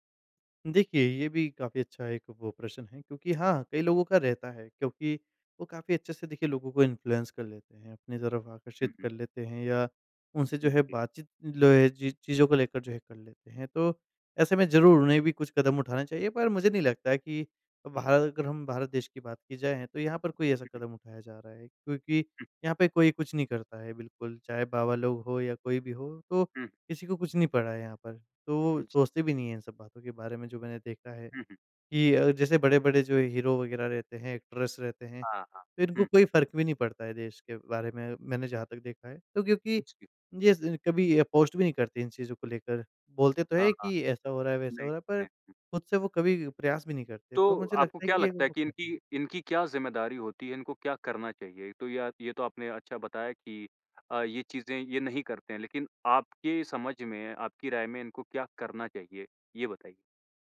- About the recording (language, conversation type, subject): Hindi, podcast, त्योहारों को अधिक पर्यावरण-अनुकूल कैसे बनाया जा सकता है?
- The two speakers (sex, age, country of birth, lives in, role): male, 25-29, India, India, guest; male, 25-29, India, India, host
- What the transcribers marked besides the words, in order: in English: "इन्फ्लुएंस"; in English: "हीरो"; in English: "एक्ट्रेस"; in English: "पोस्ट"; unintelligible speech